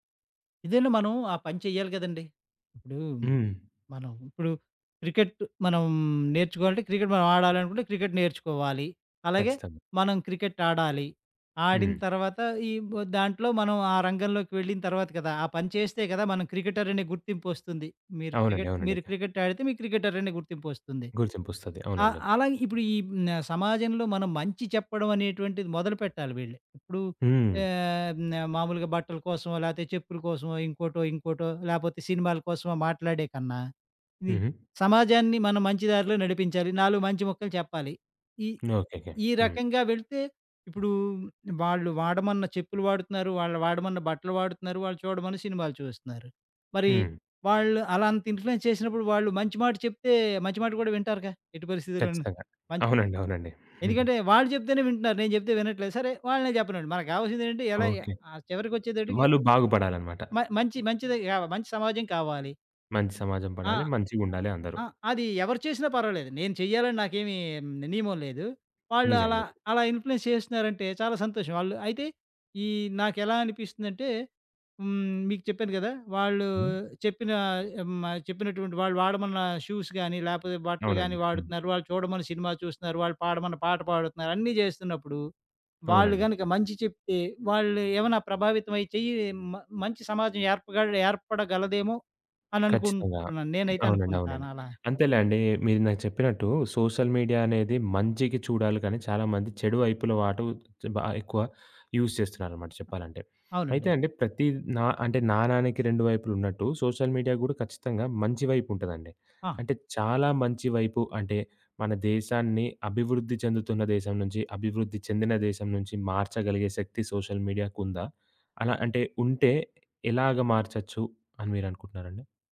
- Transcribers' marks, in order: other background noise; in English: "ఇన్‌ఫ్లుయెన్స్"; chuckle; in English: "ఇన్‌ఫ్లుయెన్స్"; in English: "షూస్"; in English: "సోషల్ మీడియా"; tapping; in English: "యూజ్"; in English: "సోషల్ మీడియా"; in English: "సోషల్"
- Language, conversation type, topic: Telugu, podcast, సామాజిక మాధ్యమాలు మీ మనస్తత్వంపై ఎలా ప్రభావం చూపాయి?